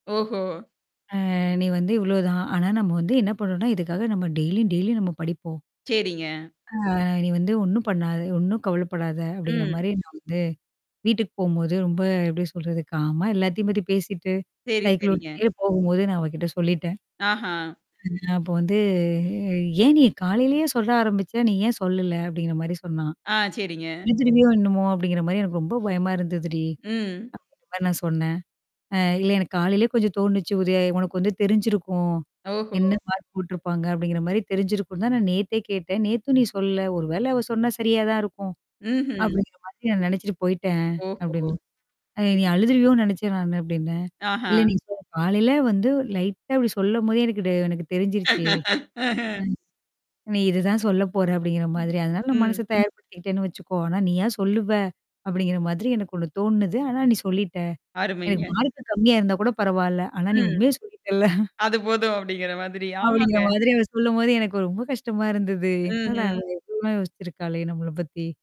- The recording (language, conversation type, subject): Tamil, podcast, ஒருவரிடம் நேரடியாக உண்மையை எப்படிச் சொல்லுவீர்கள்?
- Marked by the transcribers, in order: static; drawn out: "அ"; drawn out: "அ"; mechanical hum; tapping; in English: "காம்"; distorted speech; laughing while speaking: "ஓஹோ!"; other noise; in English: "லைட்டா"; laugh; laughing while speaking: "ஆனா நீ உண்மையே சொல்லிட்டல"; laughing while speaking: "ம். அது போதும் அப்டிங்கிற மாதிரி. ஆமாங்க"; other background noise; laughing while speaking: "அப்டிங்கிற மாதிரி அவ சொல்லும்போது எனக்கு … யோசிச்சிருக்காளே நம்மள பத்தி?"